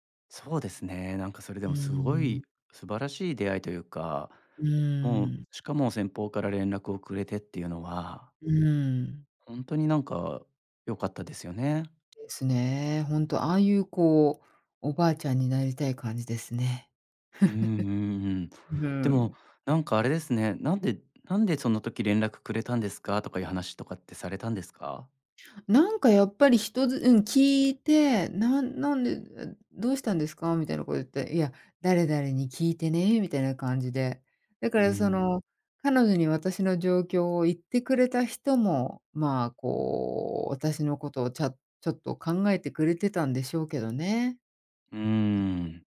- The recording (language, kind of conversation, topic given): Japanese, podcast, 良いメンターの条件って何だと思う？
- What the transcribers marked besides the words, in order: laugh; other background noise